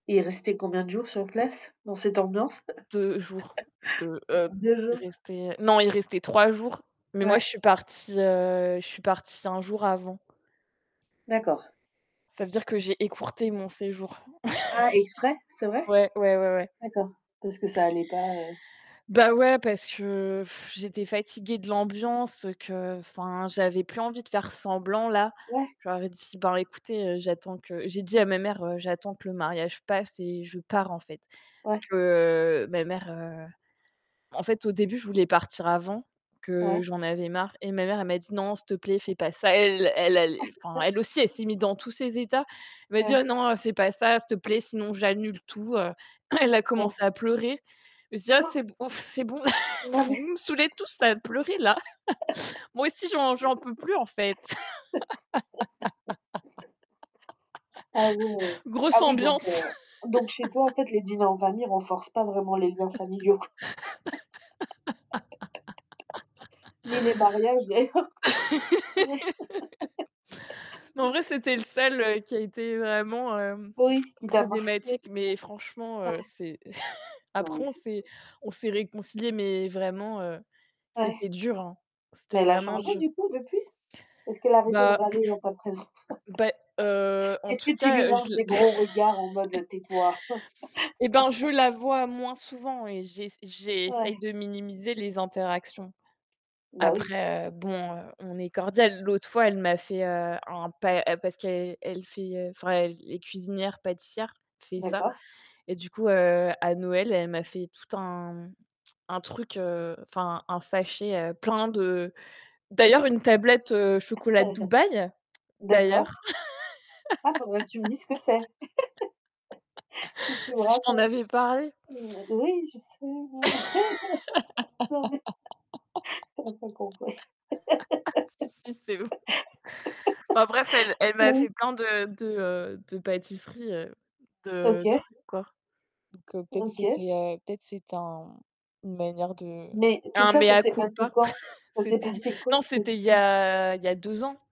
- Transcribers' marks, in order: tapping; other background noise; chuckle; static; chuckle; blowing; chuckle; distorted speech; throat clearing; laugh; chuckle; laughing while speaking: "Vous me saoulez tous à pleurer, là"; laugh; laugh; laugh; laugh; laugh; unintelligible speech; chuckle; throat clearing; chuckle; laugh; unintelligible speech; chuckle; chuckle; laugh; laugh; laugh; chuckle
- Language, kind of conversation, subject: French, unstructured, Préférez-vous les dîners en famille ou les repas entre amis ?